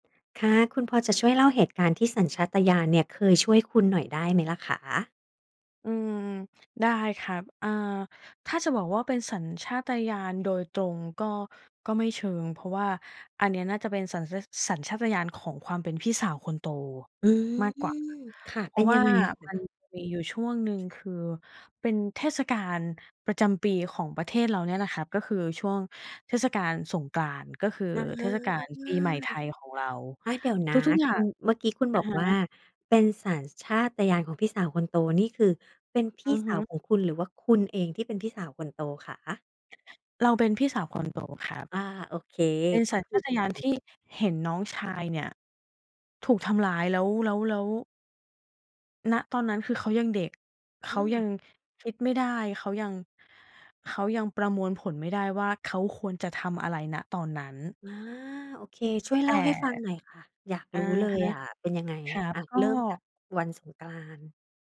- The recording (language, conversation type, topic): Thai, podcast, คุณช่วยเล่าเหตุการณ์ที่สัญชาตญาณช่วยคุณได้ไหม?
- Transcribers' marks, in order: drawn out: "อา"; other background noise; tapping